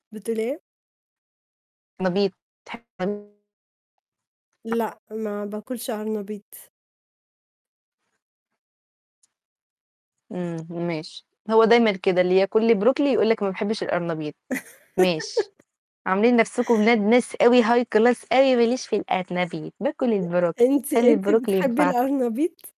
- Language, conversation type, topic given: Arabic, unstructured, إيه الحاجة اللي لسه بتفرّحك رغم مرور السنين؟
- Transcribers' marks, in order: distorted speech; unintelligible speech; tapping; other background noise; laugh; in English: "High Class"; put-on voice: "ما ليش في القرنبيط، باكل البروكلي"; other noise